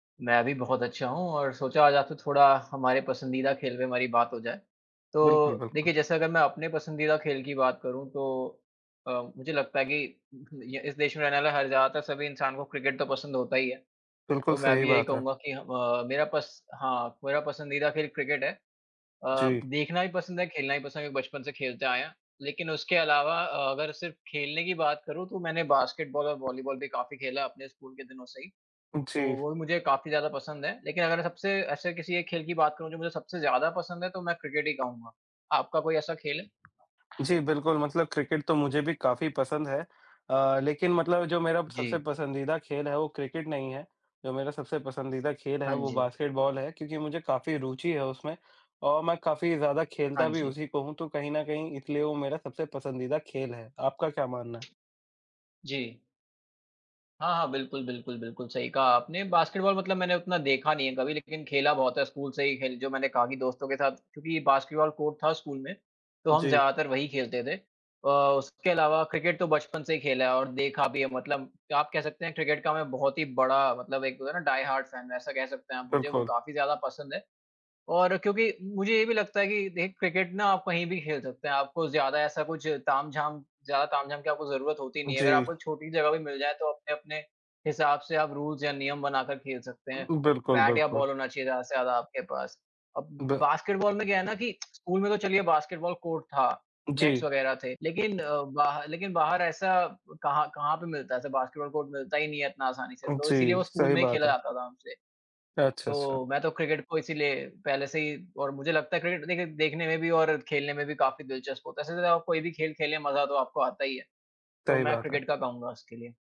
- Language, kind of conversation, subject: Hindi, unstructured, आपका पसंदीदा खेल कौन-सा है और क्यों?
- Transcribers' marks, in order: tapping; other background noise; horn; in English: "कोर्ट"; in English: "डाई-हार्ट-फैन"; in English: "रुल्स"; in English: "बैट"; in English: "बॉल"; in English: "कोर्ट"; in English: "नेट्स"; in English: "कोर्ट"